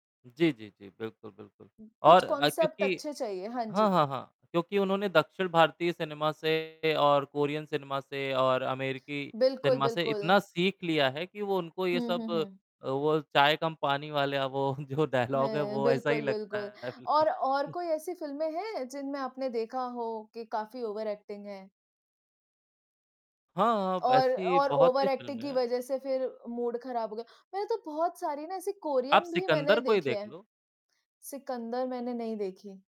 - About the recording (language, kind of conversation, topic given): Hindi, unstructured, क्या जरूरत से ज्यादा अभिनय फिल्मों का मज़ा खराब कर देता है?
- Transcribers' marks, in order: in English: "कॉन्सेप्ट"; distorted speech; laughing while speaking: "वो जो डायलॉग"; in English: "डायलॉग"; in English: "ओवर एक्टिंग"; in English: "ओवरएक्टिंग"; in English: "मूड"